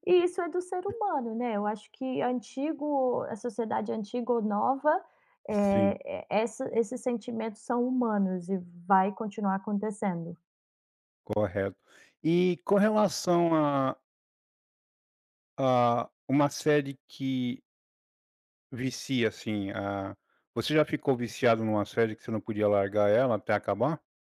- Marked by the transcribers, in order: none
- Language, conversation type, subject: Portuguese, podcast, O que faz uma série se tornar viciante, na sua opinião?